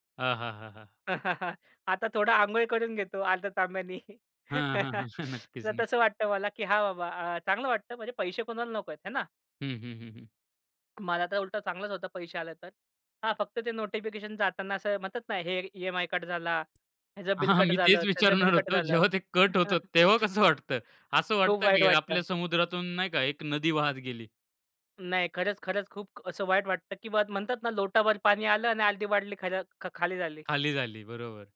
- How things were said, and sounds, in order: laugh; chuckle; laughing while speaking: "नक्कीच, नक्कीच"; other background noise; tapping; laughing while speaking: "मी तेच विचारणार होतो. जेव्हा ते कट होतं तेव्हा कसं वाटतं?"; chuckle
- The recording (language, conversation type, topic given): Marathi, podcast, नोटिफिकेशन्समुळे तुमचा दिवस कसा बदलतो—तुमचा अनुभव काय आहे?